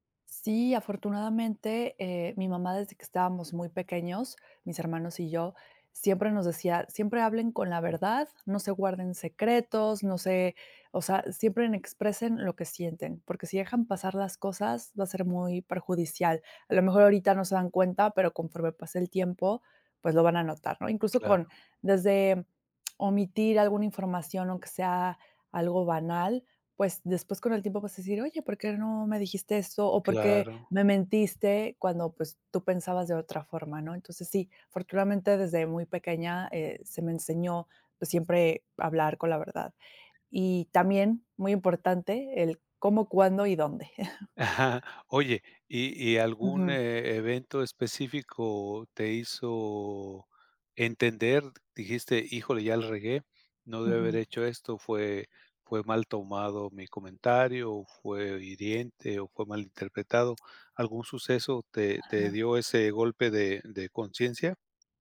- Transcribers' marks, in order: tapping; other background noise; chuckle
- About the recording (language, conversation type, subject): Spanish, podcast, Qué haces cuando alguien reacciona mal a tu sinceridad
- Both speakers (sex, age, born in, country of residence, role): female, 35-39, Mexico, Mexico, guest; male, 60-64, Mexico, Mexico, host